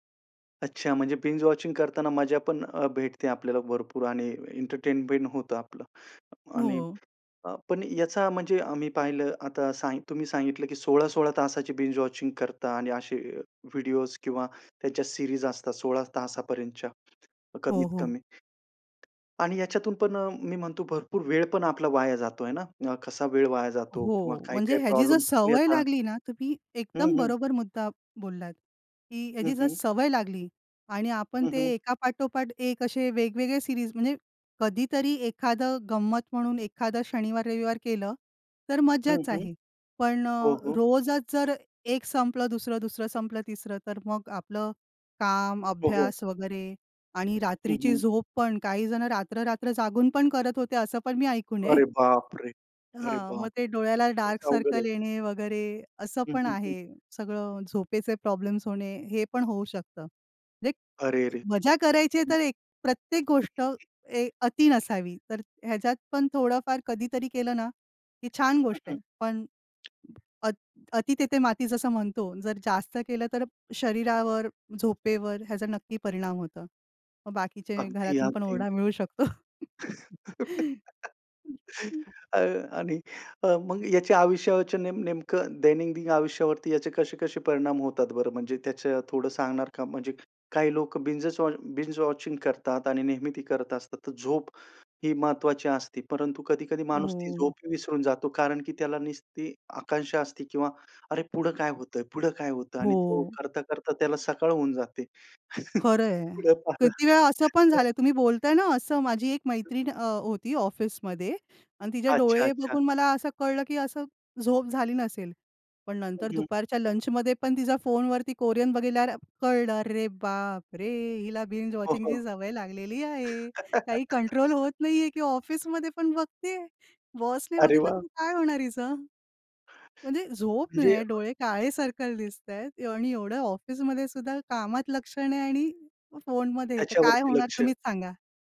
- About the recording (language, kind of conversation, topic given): Marathi, podcast, तुम्ही सलग अनेक भाग पाहता का, आणि त्यामागचे कारण काय आहे?
- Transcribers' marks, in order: in English: "बिंज-वॉचिंग"; other noise; in English: "बिंज-वॉचिंग"; in English: "सीरीज"; tapping; in English: "सीरीज"; laughing while speaking: "आहे"; surprised: "अरे बापरे! अरे बापरे!"; in English: "डार्क सर्कल"; other background noise; laugh; laughing while speaking: "शकतो"; laugh; in English: "बिंजचं वॉ बिंज-वॉचिंग"; "नुसती" said as "निसती"; laugh; unintelligible speech; in English: "बिंज-वॉचिंगची"; laugh; unintelligible speech